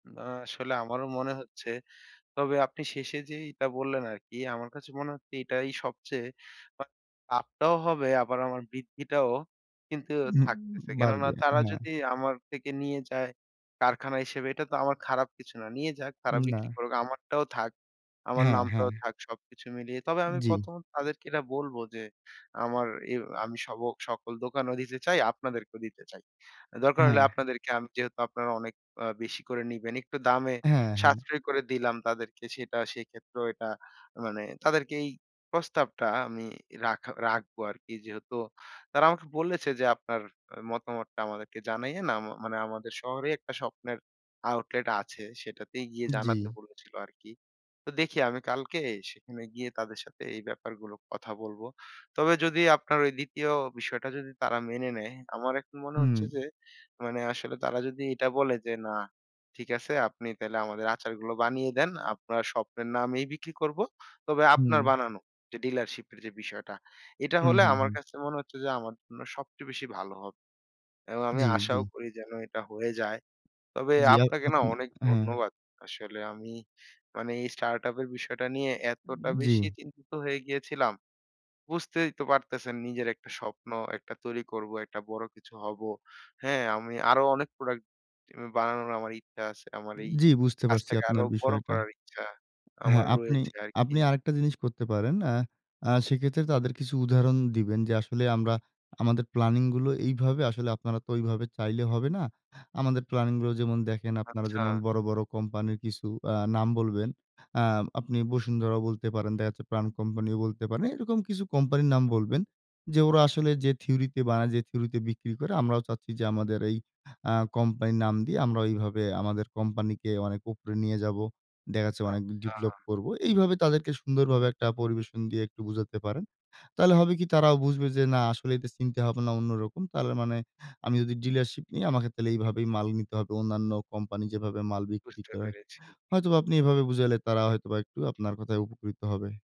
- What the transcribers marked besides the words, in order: other background noise
- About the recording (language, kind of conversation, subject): Bengali, advice, বৃদ্ধি বনাম লাভজনকতা বিষয়ে সিদ্ধান্ত নেওয়ার জন্য আমি কোনটি বেছে নেব?